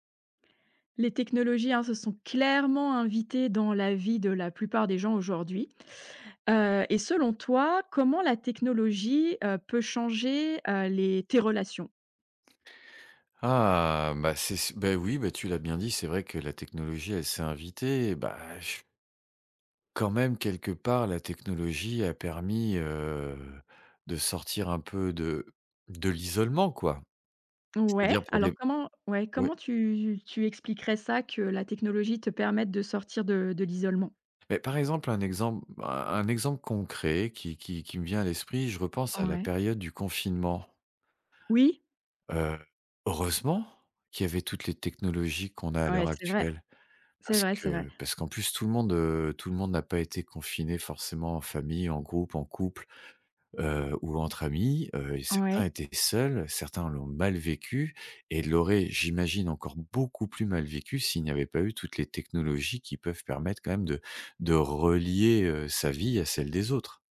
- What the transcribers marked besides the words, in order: stressed: "clairement"; stressed: "mal"; stressed: "beaucoup"
- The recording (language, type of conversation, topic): French, podcast, Comment la technologie change-t-elle tes relations, selon toi ?
- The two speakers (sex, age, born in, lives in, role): female, 45-49, France, France, host; male, 45-49, France, France, guest